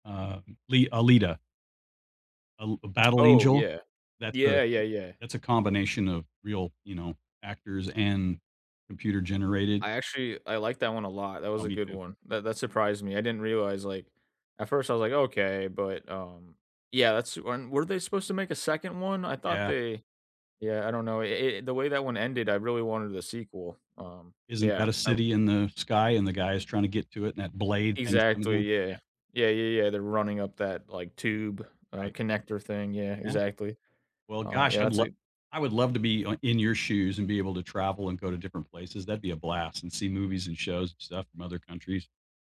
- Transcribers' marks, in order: none
- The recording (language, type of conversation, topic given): English, unstructured, Which foreign shows or movies have broadened your entertainment horizons?
- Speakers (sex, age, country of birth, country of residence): male, 30-34, United States, United States; male, 65-69, United States, United States